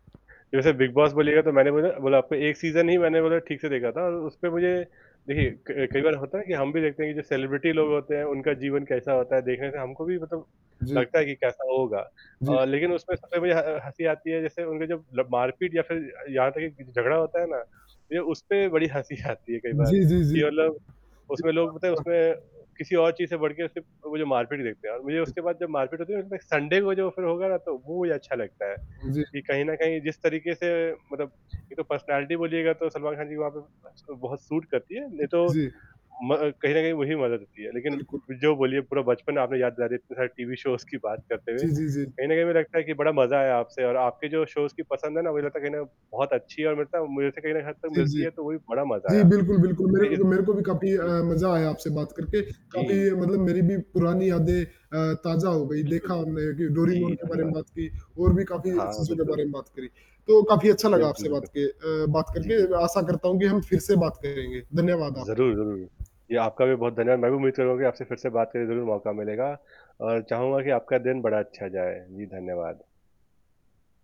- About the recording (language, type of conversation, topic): Hindi, unstructured, आपको कौन-सा टीवी कार्यक्रम सबसे ज़्यादा पसंद है?
- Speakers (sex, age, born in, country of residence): male, 20-24, India, India; male, 30-34, India, India
- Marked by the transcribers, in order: static; in English: "सेलिब्रिटी"; laughing while speaking: "आती"; in English: "संडे"; in English: "पर्सनैलिटी"; in English: "सूट"; in English: "शोज़"; in English: "शोज़"